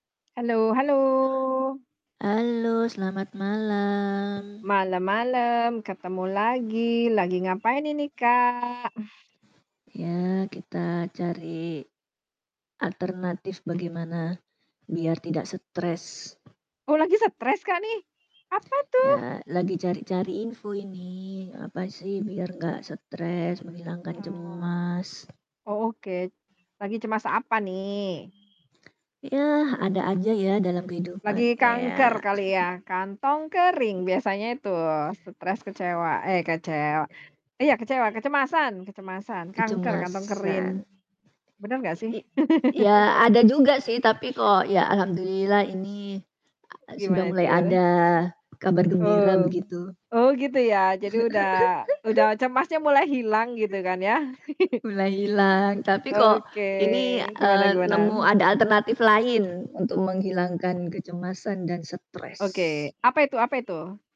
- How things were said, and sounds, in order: tapping; static; exhale; surprised: "Oh lagi stres Kak, nih? Apa tuh?"; chuckle; other background noise; "kering" said as "kerin"; laugh; giggle; chuckle; chuckle
- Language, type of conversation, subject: Indonesian, unstructured, Bagaimana olahraga dapat membantu mengatasi stres dan kecemasan?